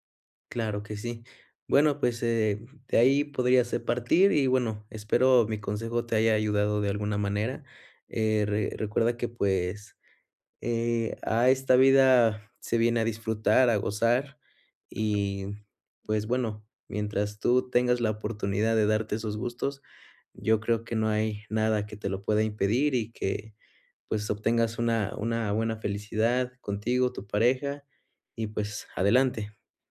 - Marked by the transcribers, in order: other background noise; other noise
- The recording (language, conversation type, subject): Spanish, advice, ¿Por qué me siento culpable o ansioso al gastar en mí mismo?